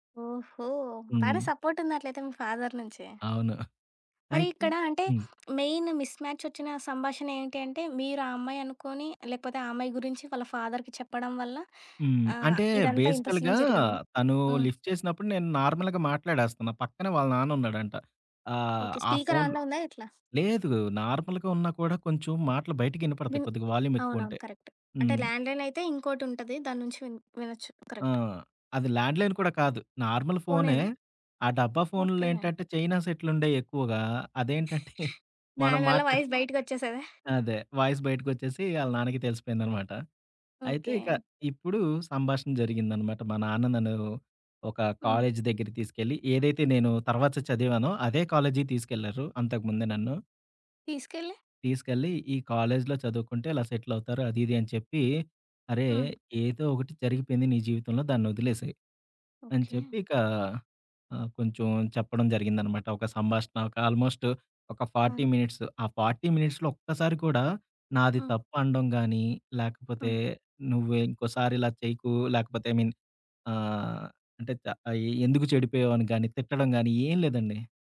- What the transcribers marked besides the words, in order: in English: "సపోర్ట్"; in English: "ఫాదర్"; other background noise; in English: "మెయిన్ మిస్"; in English: "ఫాదర్‌కి"; in English: "బేసికల్‌గా"; in English: "సీన్"; in English: "లిఫ్ట్"; in English: "నార్మల్‌గా"; in English: "స్పీకర్ ఆన్‌లో"; in English: "నార్మల్‌గా"; in English: "వాల్యూమ్"; in English: "ల్యాండ్"; in English: "కరెక్ట్"; in English: "ల్యాండ్‌లైన్"; in English: "నార్మల్"; chuckle; in English: "వాయిస్"; in English: "వాయిస్"; in English: "ఆల్మోస్ట్"; in English: "ఫార్టీ"; in English: "ఫార్టీ మినిట్స్‌లో"; in English: "ఐ మీన్"
- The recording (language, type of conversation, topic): Telugu, podcast, ఏ సంభాషణ ఒకరోజు నీ జీవిత దిశను మార్చిందని నీకు గుర్తుందా?